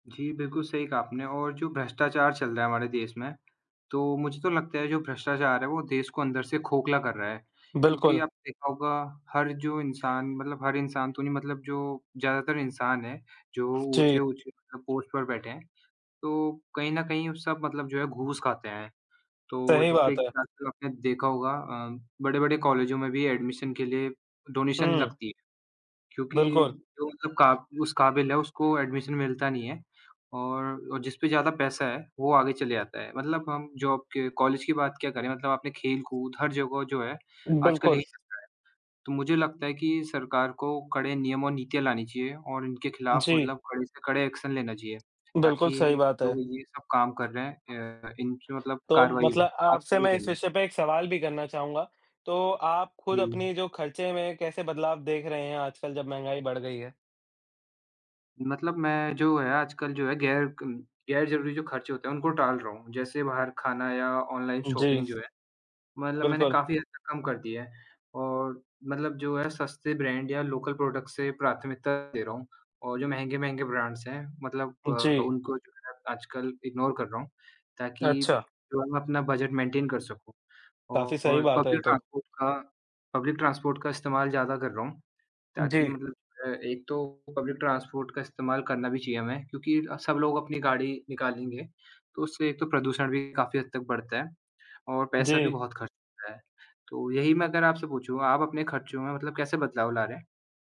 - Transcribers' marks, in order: in English: "पोस्ट"; unintelligible speech; in English: "एडमिशन"; in English: "डोनेशन"; in English: "एडमिशन"; in English: "जॉब"; in English: "एक्शन"; in English: "शॉपिंग"; in English: "लोकल प्रोडक्ट"; in English: "ब्रैंड्स"; in English: "इग्नोर"; tapping; in English: "मेंटेन"; in English: "पब्लिक ट्रांसपोर्ट"; in English: "पब्लिक ट्रांसपोर्ट"; in English: "पब्लिक ट्रांसपोर्ट"
- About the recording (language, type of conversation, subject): Hindi, unstructured, हमारे देश में बढ़ती महंगाई के बारे में आप क्या कहना चाहेंगे?